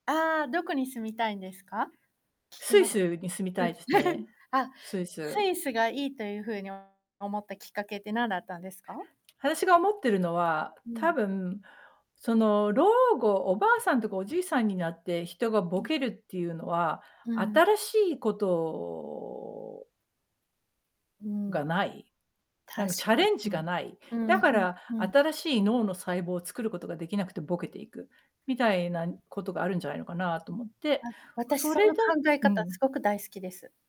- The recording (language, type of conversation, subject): Japanese, unstructured, 将来やってみたいことは何ですか？
- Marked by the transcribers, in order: distorted speech; chuckle; tapping